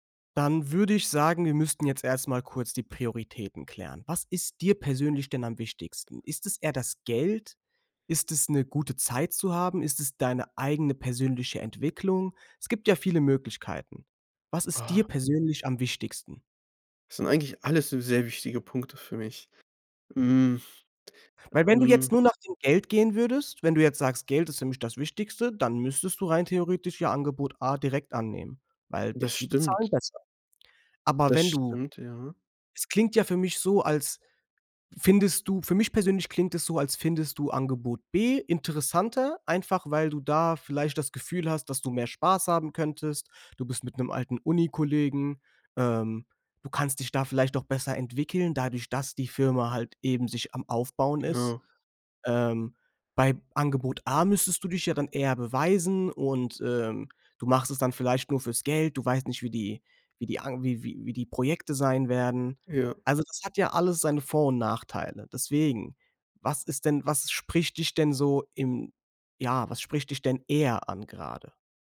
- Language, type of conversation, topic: German, advice, Wie wäge ich ein Jobangebot gegenüber mehreren Alternativen ab?
- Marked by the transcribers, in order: stressed: "eher"